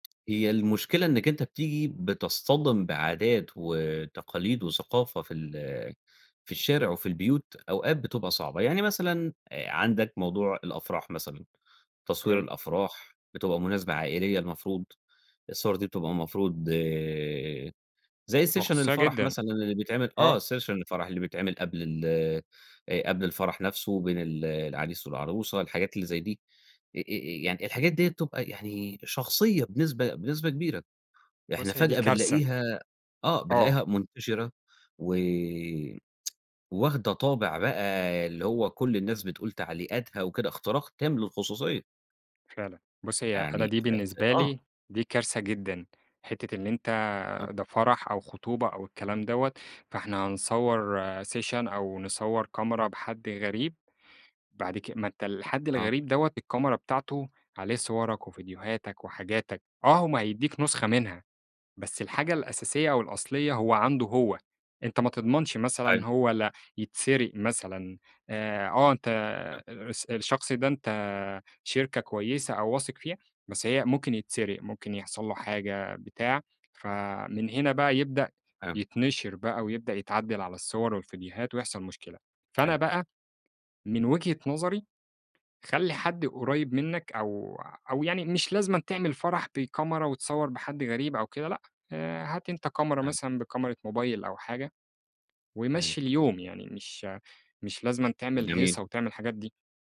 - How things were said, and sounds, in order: in English: "session"; in English: "session"; tsk; in English: "session"; unintelligible speech; unintelligible speech
- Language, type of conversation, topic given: Arabic, podcast, إزاي بتحافظ على خصوصيتك على السوشيال ميديا؟